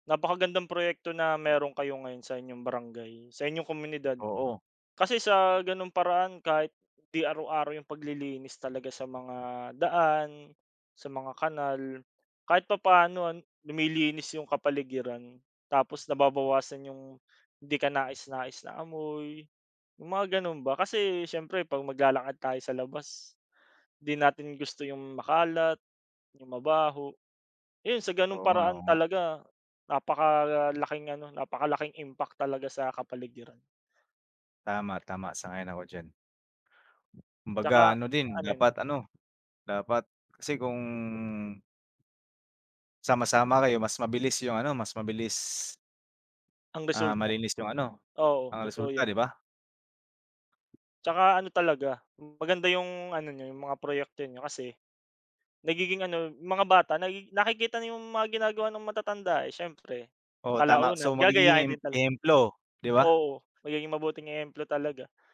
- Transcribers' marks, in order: other background noise; fan; tapping
- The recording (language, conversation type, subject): Filipino, unstructured, Ano ang mga simpleng paraan para mabawasan ang basura?